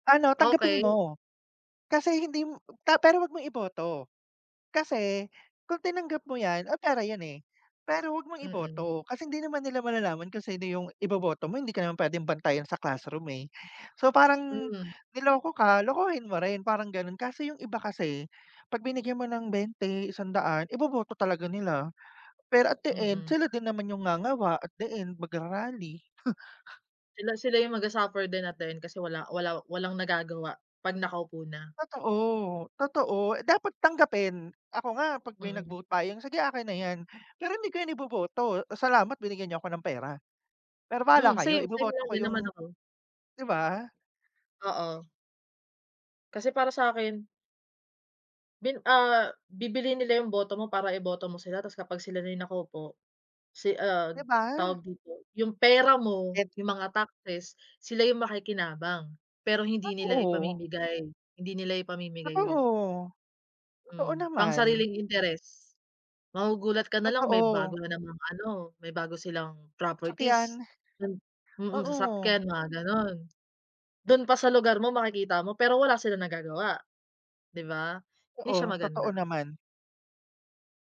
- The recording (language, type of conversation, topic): Filipino, unstructured, Paano nakaapekto ang halalan sa ating komunidad?
- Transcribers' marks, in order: other background noise